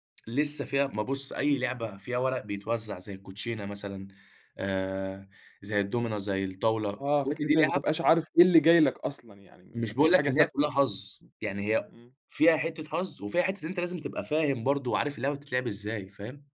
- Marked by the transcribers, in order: tapping
- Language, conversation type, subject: Arabic, podcast, إيه هي اللعبة اللي دايمًا بتلمّ العيلة عندكم؟